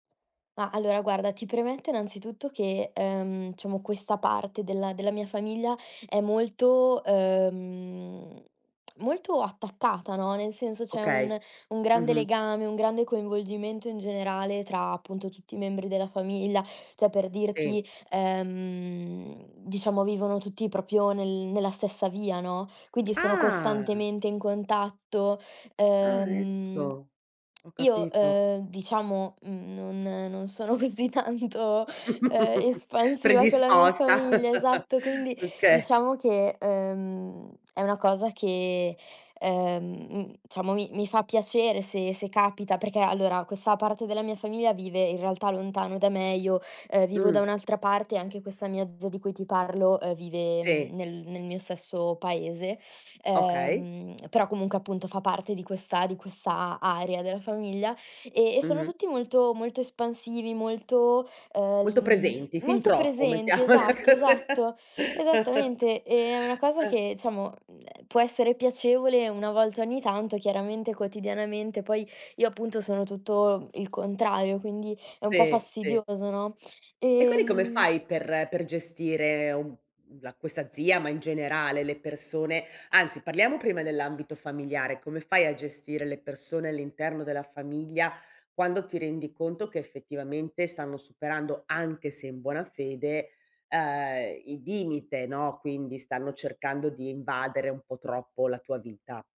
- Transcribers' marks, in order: lip smack; "Cioè" said as "Ceh"; "proprio" said as "propio"; surprised: "Ah!"; laughing while speaking: "così tanto"; chuckle; laugh; "diciamo" said as "ciamo"; laughing while speaking: "mettiamola cos"; "diciamo" said as "ciamo"; chuckle; stressed: "anche"; "limite" said as "dimite"
- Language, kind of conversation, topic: Italian, podcast, Come gestisci una persona che supera ripetutamente i tuoi limiti?